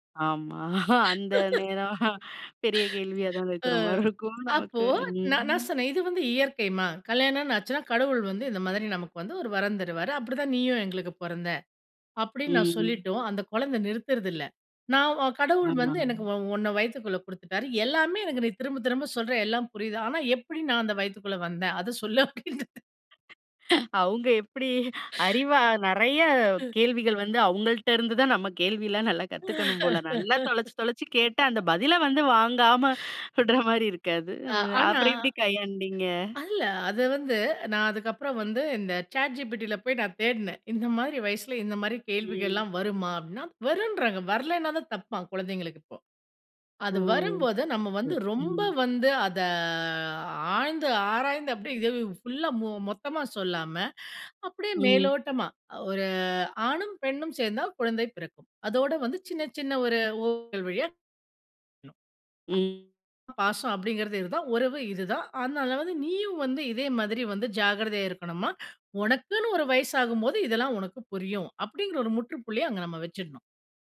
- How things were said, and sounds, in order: laughing while speaking: "ஆமா. அந்த நேரம் பெரிய கேள்வியா தான் இருக்கிற மாதிரி இருக்கும் நமக்கு. ம்"; laugh; chuckle; other background noise; laugh; "நான்" said as "நாவ்"; laugh; giggle; laugh; laugh; breath; in English: "சாட்ஜிபிட்டில"; other noise; drawn out: "அதை"; in English: "ஃபுல்லா"
- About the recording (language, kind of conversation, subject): Tamil, podcast, குழந்தைகள் பிறந்த பிறகு காதல் உறவை எப்படி பாதுகாப்பீர்கள்?